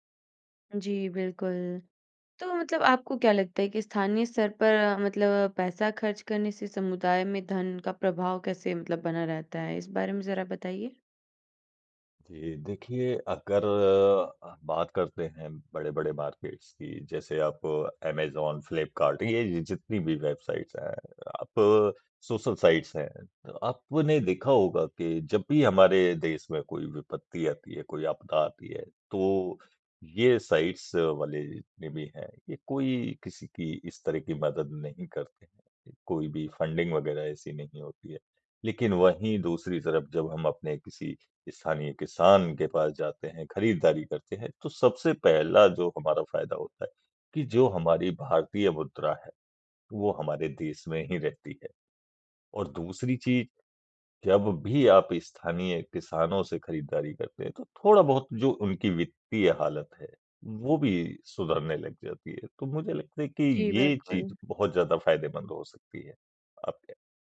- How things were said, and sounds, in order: in English: "मार्केट्स"; in English: "वेबसाइट्स"; in English: "साइट्स"; in English: "साइट्स"; in English: "फंडिंग"
- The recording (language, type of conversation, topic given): Hindi, podcast, स्थानीय किसान से सीधे खरीदने के क्या फायदे आपको दिखे हैं?